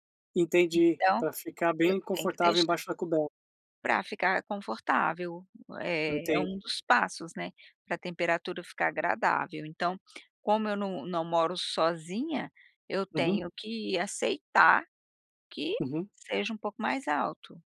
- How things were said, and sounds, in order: none
- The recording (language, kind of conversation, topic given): Portuguese, advice, Como posso descrever meu sono fragmentado por acordar várias vezes à noite?